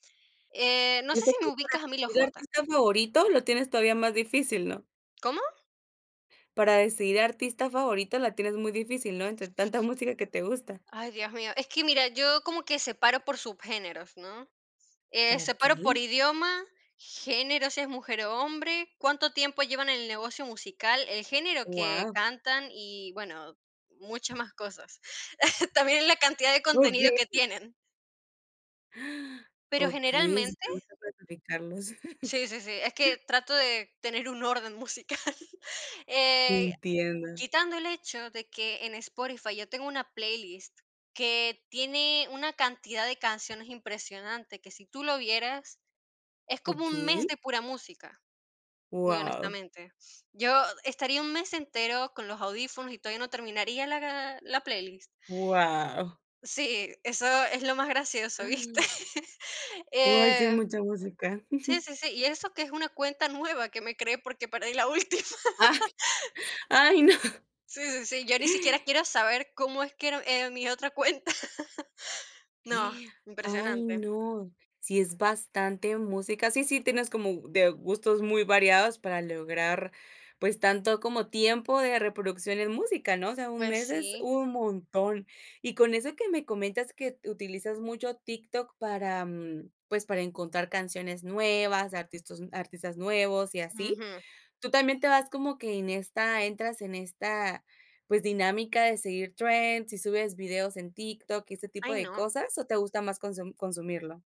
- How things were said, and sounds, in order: unintelligible speech; other background noise; chuckle; surprised: "¡Ah!"; unintelligible speech; laugh; laughing while speaking: "musical"; surprised: "Wao"; laughing while speaking: "¿viste?"; chuckle; laughing while speaking: "perdí la última"; laughing while speaking: "Ay, no"; gasp; laughing while speaking: "cuenta"
- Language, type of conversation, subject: Spanish, podcast, ¿Cómo sueles descubrir música que te gusta hoy en día?
- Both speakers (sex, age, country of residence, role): female, 20-24, United States, host; female, 50-54, Portugal, guest